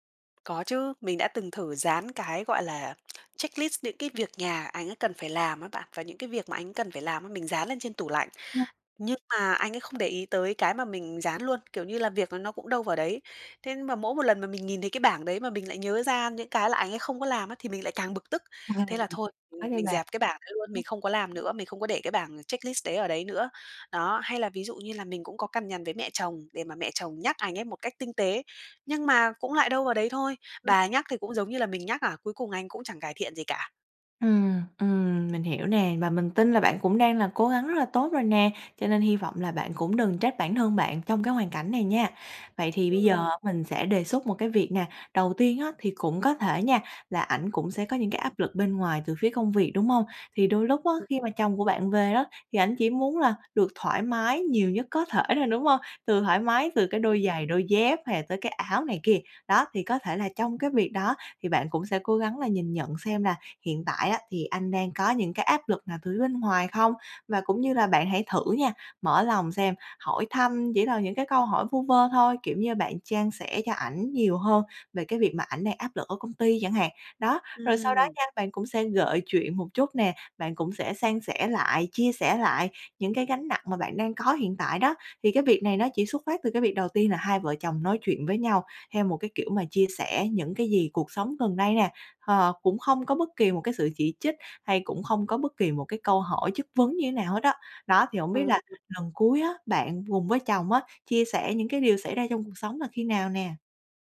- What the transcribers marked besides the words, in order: tapping; in English: "checklist"; other background noise; in English: "checklist"; background speech
- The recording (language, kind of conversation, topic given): Vietnamese, advice, Làm sao để chấm dứt những cuộc cãi vã lặp lại về việc nhà và phân chia trách nhiệm?